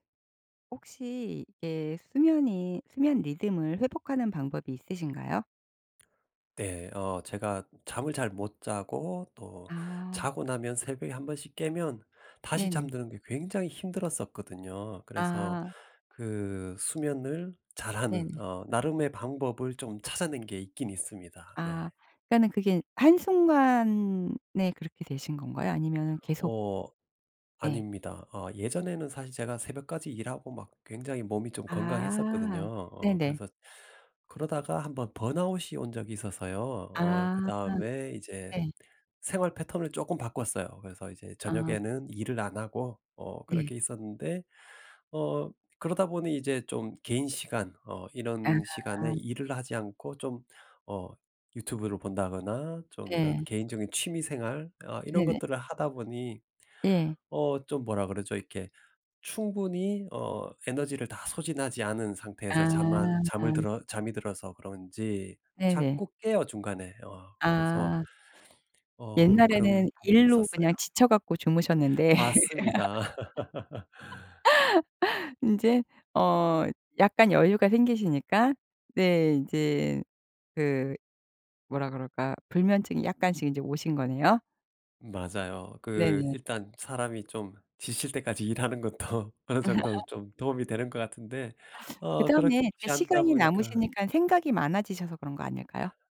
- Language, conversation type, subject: Korean, podcast, 수면 리듬을 회복하려면 어떻게 해야 하나요?
- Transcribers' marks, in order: other background noise; tapping; background speech; laugh; laughing while speaking: "것도"; laugh